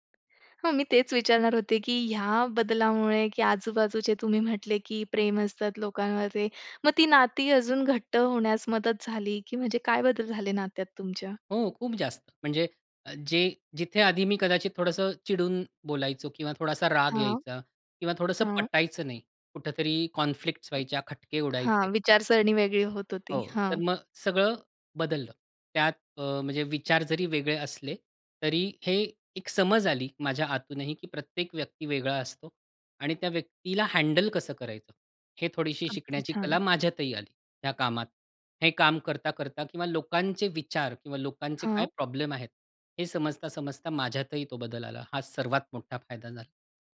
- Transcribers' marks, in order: tapping; other noise; other background noise; in English: "कॉन्फ्लिक्ट्स"
- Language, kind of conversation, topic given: Marathi, podcast, या उपक्रमामुळे तुमच्या आयुष्यात नेमका काय बदल झाला?